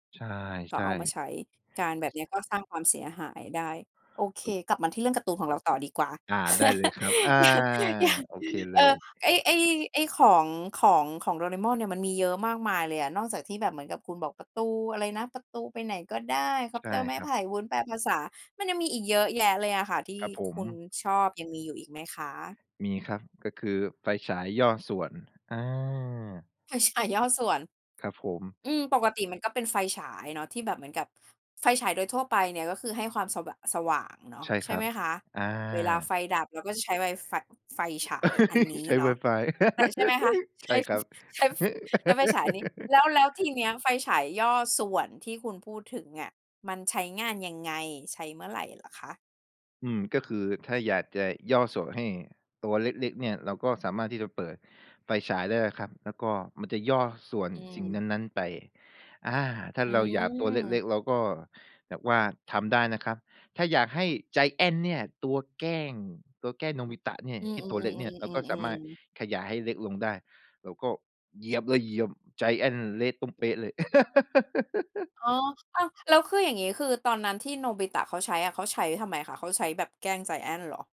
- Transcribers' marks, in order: other noise; laugh; laugh; laugh; laugh
- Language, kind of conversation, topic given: Thai, podcast, ตอนเด็กๆ คุณดูการ์ตูนเรื่องไหนที่ยังจำได้แม่นที่สุด?